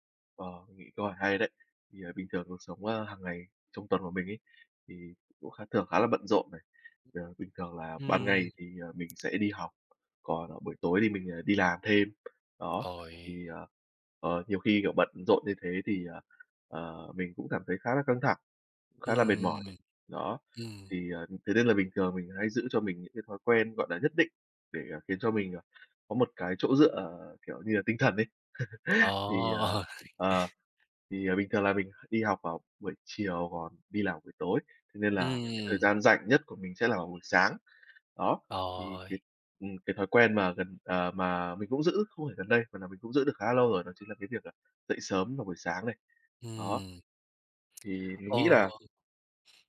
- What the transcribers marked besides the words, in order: tapping; laugh; chuckle; alarm; other background noise
- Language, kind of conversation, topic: Vietnamese, unstructured, Bạn nghĩ làm thế nào để giảm căng thẳng trong cuộc sống hằng ngày?